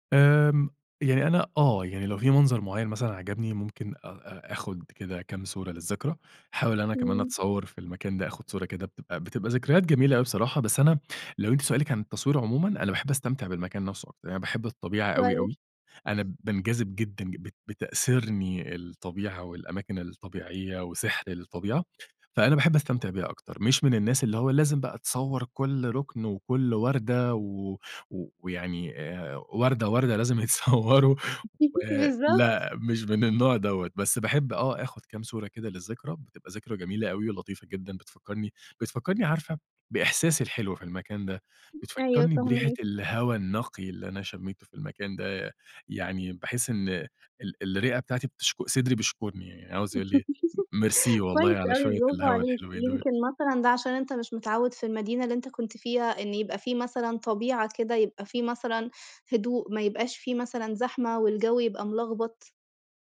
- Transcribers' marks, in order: laughing while speaking: "يتصوّروا"; chuckle; other noise; chuckle; tapping
- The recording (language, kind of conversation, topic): Arabic, podcast, إيه أجمل مكان محلي اكتشفته بالصدفة وبتحب ترجع له؟